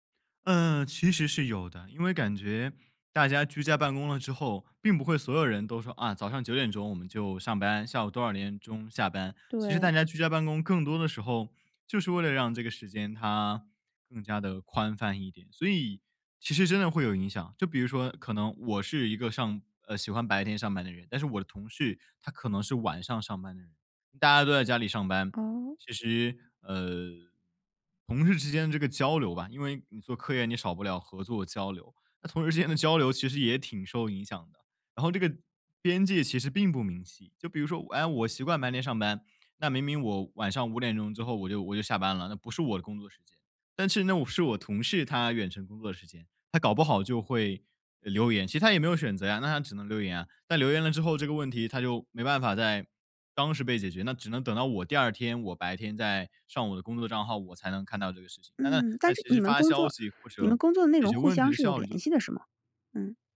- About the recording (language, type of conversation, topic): Chinese, podcast, 远程工作会如何影响公司文化？
- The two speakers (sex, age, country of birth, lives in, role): female, 35-39, China, United States, host; male, 20-24, China, Finland, guest
- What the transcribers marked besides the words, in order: laughing while speaking: "同事之间的"